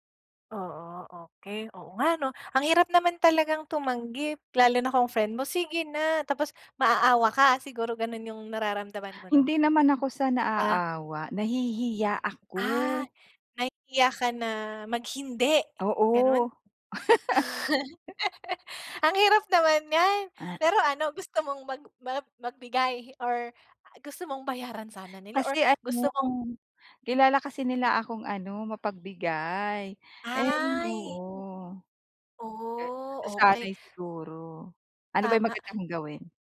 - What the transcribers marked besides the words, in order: laugh; wind; horn; background speech
- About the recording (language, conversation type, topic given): Filipino, advice, Paano ko pamamahalaan at palalaguin ang pera ng aking negosyo?